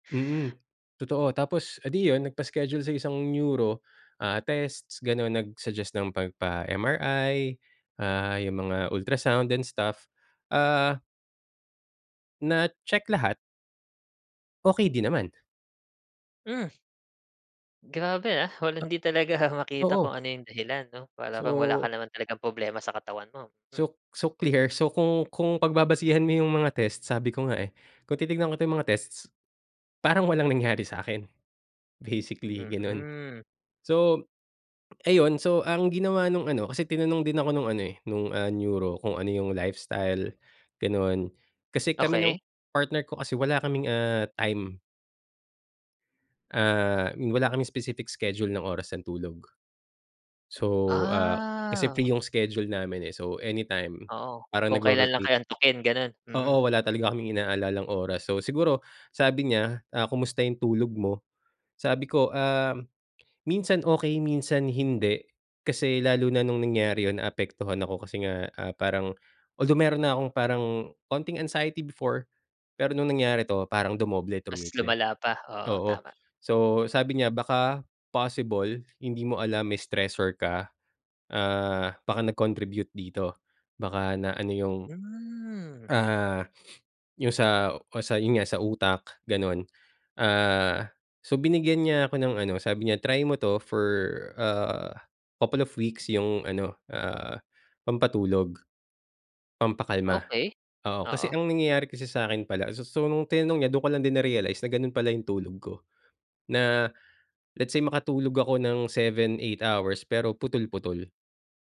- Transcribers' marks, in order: put-on voice: "parang walang nangyari sakin, basically ganon"; in English: "stressor"
- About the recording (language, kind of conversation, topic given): Filipino, podcast, Kapag nalampasan mo na ang isa mong takot, ano iyon at paano mo ito hinarap?